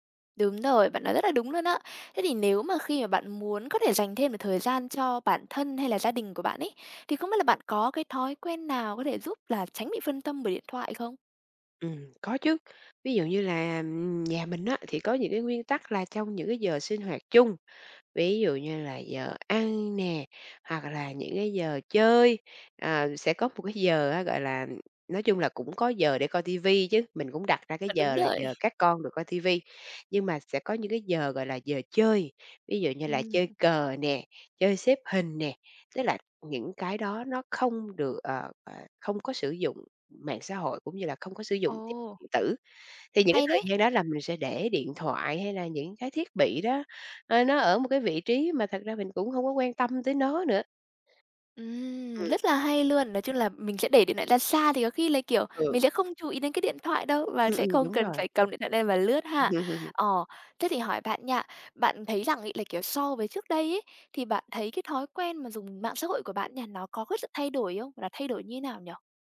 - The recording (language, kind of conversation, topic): Vietnamese, podcast, Bạn cân bằng thời gian dùng mạng xã hội với đời sống thực như thế nào?
- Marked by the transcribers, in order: laugh